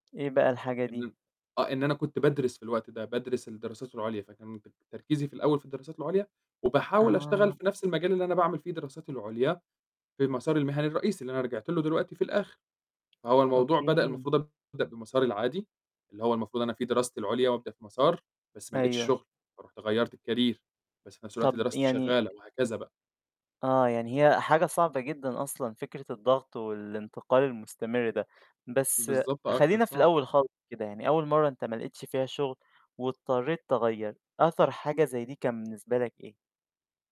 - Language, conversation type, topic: Arabic, podcast, إزاي قررت تغيّر مسارك المهني؟
- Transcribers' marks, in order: tapping; distorted speech; in English: "الكارير"; other noise